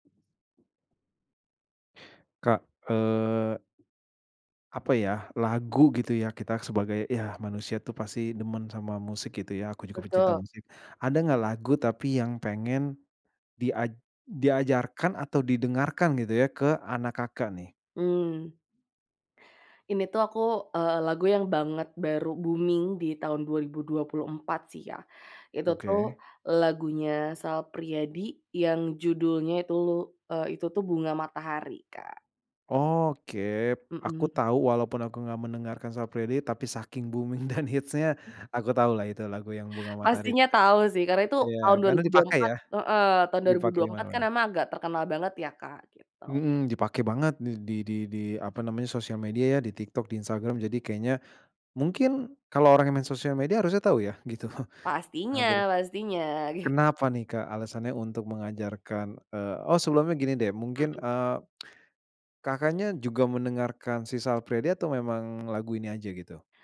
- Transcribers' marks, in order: tapping; in English: "booming"; laughing while speaking: "booming dan hits-nya"; in English: "booming"; laughing while speaking: "gitu"; chuckle; tsk
- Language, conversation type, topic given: Indonesian, podcast, Lagu apa yang ingin kamu ajarkan kepada anakmu kelak?